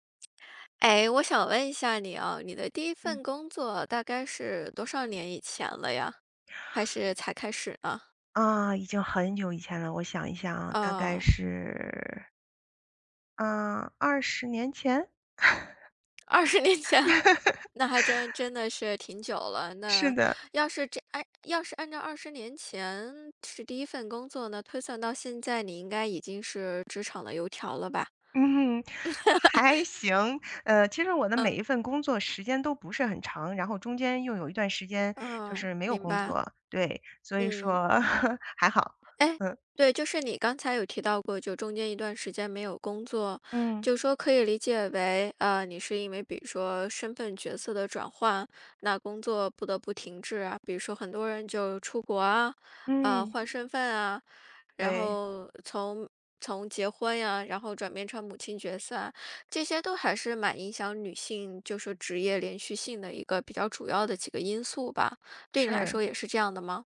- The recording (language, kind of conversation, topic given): Chinese, podcast, 你第一份工作对你产生了哪些影响？
- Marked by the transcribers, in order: tapping; laughing while speaking: "二十 年前"; laugh; laugh; laugh